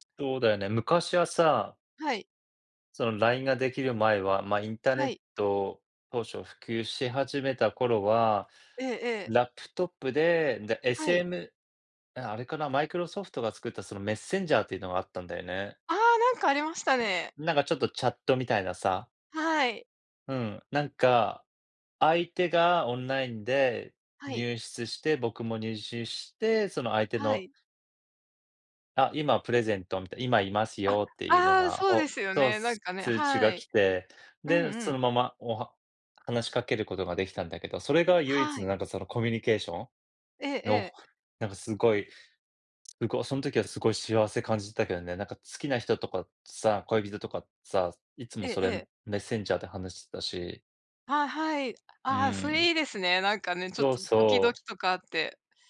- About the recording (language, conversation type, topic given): Japanese, unstructured, 技術の進歩によって幸せを感じたのはどんなときですか？
- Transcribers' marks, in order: other background noise; "入室" said as "にゅうしゅう"; in English: "プレゼント"; tapping